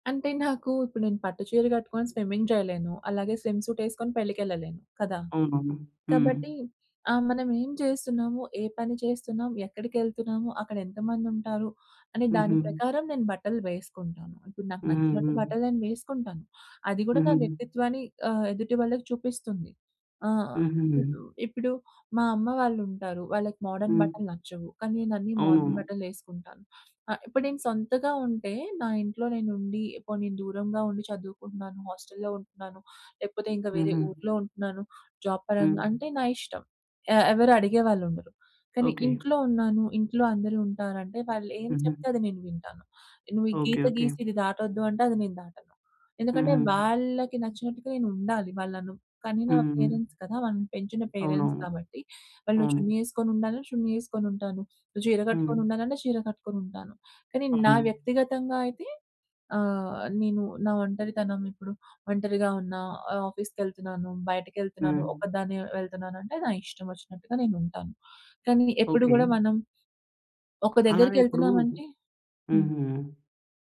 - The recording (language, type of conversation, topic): Telugu, podcast, దుస్తుల ఆధారంగా మీ వ్యక్తిత్వం ఇతరులకు ఎలా కనిపిస్తుందని మీరు అనుకుంటారు?
- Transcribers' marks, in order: in English: "స్విమ్మింగ్"; in English: "స్విమ్ సూట్"; in English: "మోడర్న్"; in English: "మోడర్న్"; in English: "హాస్టల్లో"; in English: "జాబ్"; in English: "పేరెంట్స్"; in English: "పేరెంట్స్"